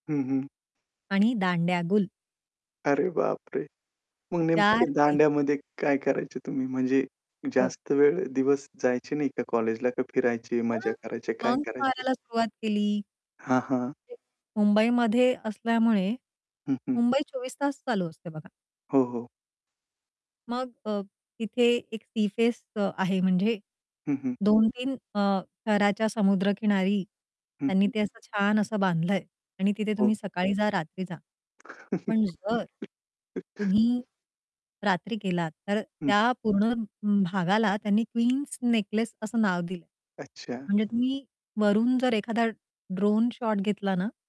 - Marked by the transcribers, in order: tapping; static; other background noise; distorted speech; in English: "सी फेस"; laugh
- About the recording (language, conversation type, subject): Marathi, podcast, अपयशातून तुम्हाला काय शिकायला मिळालं?